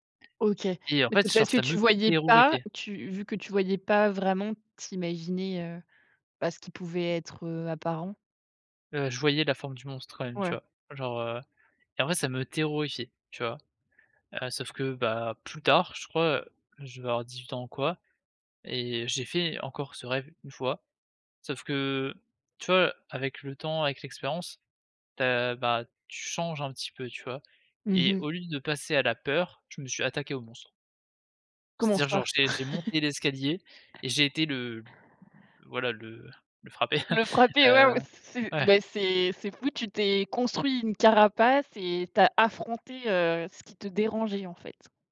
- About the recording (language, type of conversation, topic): French, podcast, Quelles astuces utilises-tu pour mieux dormir quand tu es stressé·e ?
- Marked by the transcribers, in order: "terrorisait" said as "terrorifiait"; tapping; "terrorisait" said as "terrorifiait"; laugh; other noise; chuckle